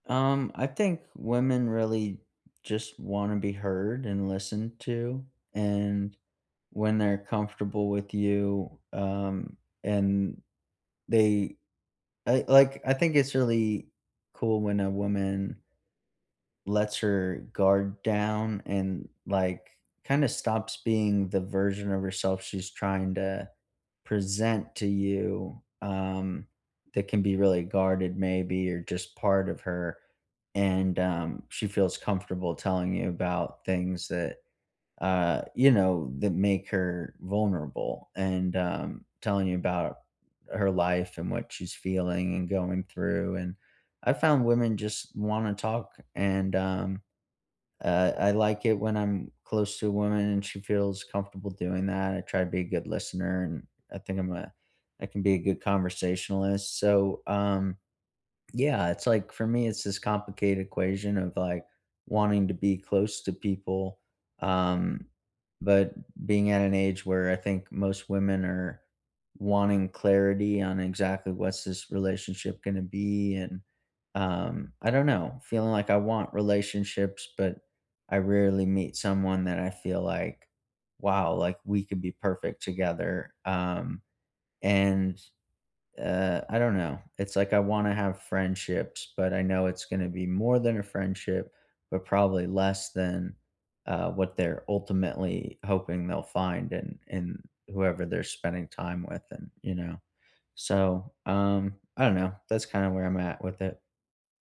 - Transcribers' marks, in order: tapping
- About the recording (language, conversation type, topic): English, unstructured, How can simple everyday friendship habits help you feel better and closer to your friends?
- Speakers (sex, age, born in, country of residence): female, 60-64, United States, United States; male, 35-39, United States, United States